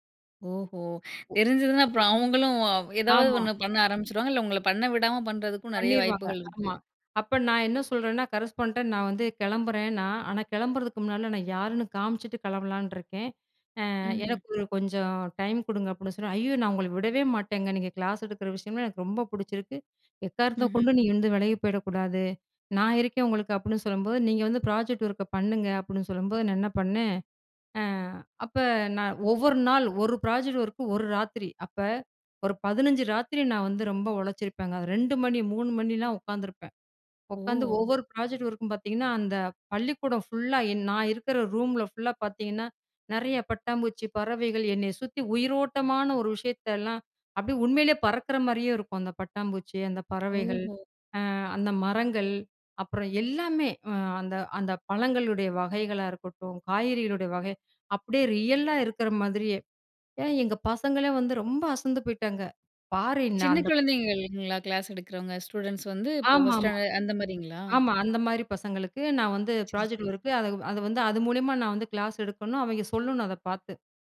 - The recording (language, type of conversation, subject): Tamil, podcast, உன் படைப்புகள் உன்னை எப்படி காட்டுகின்றன?
- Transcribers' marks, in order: inhale; in English: "கரஸ்பாண்ட்ட"; in English: "ப்ராஜெக்ட்"; in English: "ப்ராஜெக்ட்"; in English: "ப்ராஜெக்ட்"; in English: "ரியல்"; in English: "ஃபர்ஸ்ட் ஸ்டாண்டர்ட்"; in English: "ப்ராஜெக்ட்"